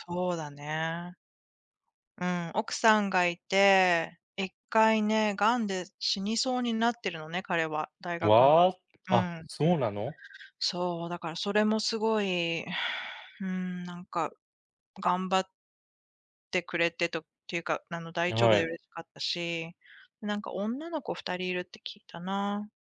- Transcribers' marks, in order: sigh
- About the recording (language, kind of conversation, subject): Japanese, unstructured, 昔の恋愛を忘れられないのは普通ですか？